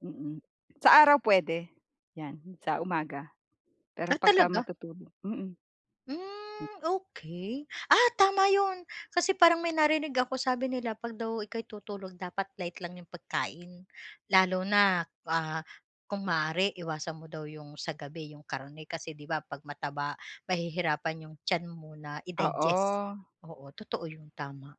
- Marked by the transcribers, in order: surprised: "Ah talaga?"; in English: "light"
- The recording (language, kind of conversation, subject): Filipino, advice, Paano ako magkakaroon ng mas regular na oras ng pagtulog?